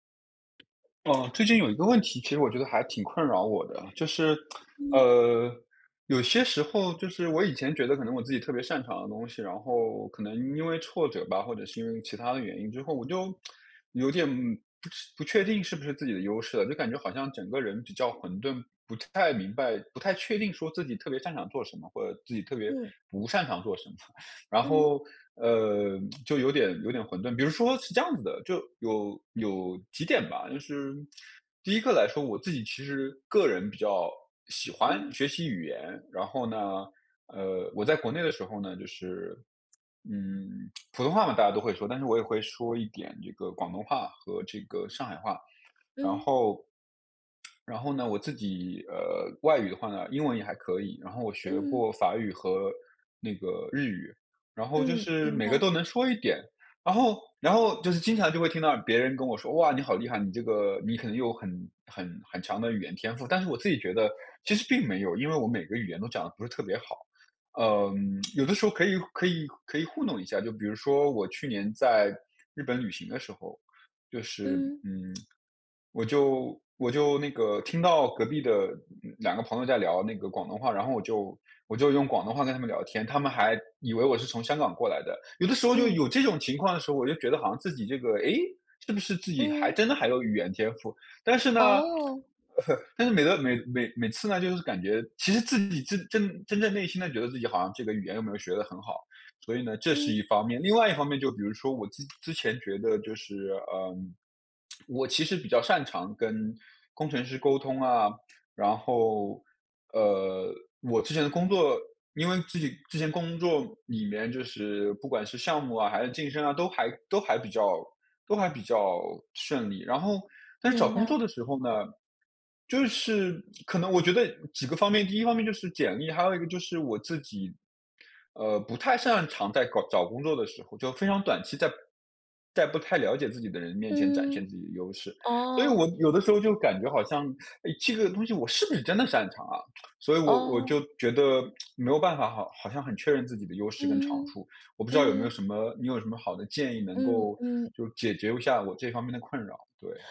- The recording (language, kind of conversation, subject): Chinese, advice, 我如何发现并确认自己的优势和长处？
- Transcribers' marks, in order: other background noise; lip smack; lip smack; lip smack; lip smack; chuckle; lip smack